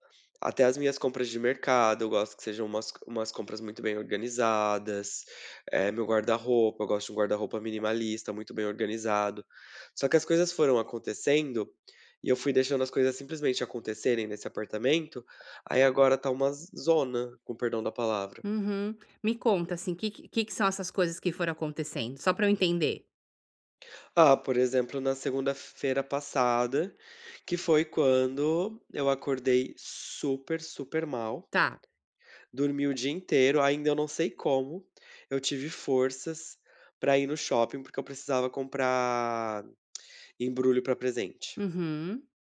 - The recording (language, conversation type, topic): Portuguese, advice, Como posso realmente desligar e relaxar em casa?
- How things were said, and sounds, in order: tongue click